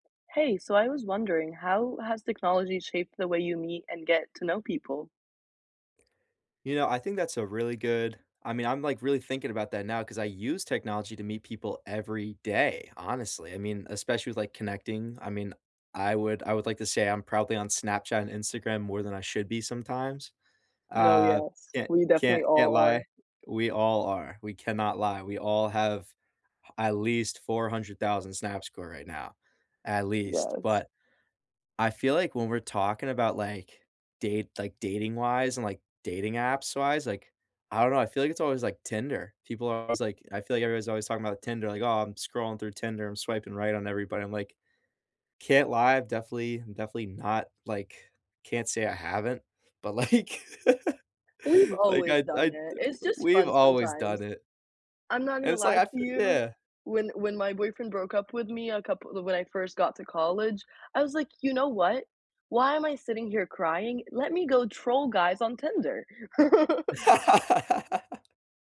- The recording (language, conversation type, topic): English, unstructured, How do you navigate modern dating and technology to build meaningful connections?
- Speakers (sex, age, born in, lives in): female, 18-19, Egypt, United States; male, 18-19, United States, United States
- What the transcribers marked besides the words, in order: tapping; laughing while speaking: "like"; laugh; other noise; laugh